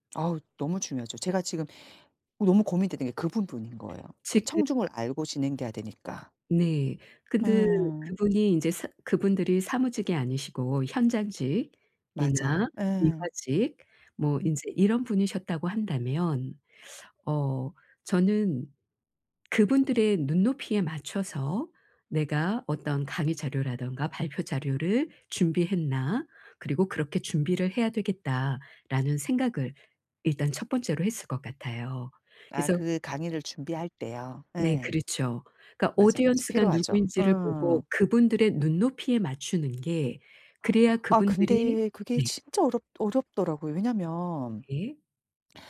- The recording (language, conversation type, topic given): Korean, advice, 청중의 관심을 시작부터 끝까지 어떻게 끌고 유지할 수 있을까요?
- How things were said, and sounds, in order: other background noise; in English: "audience"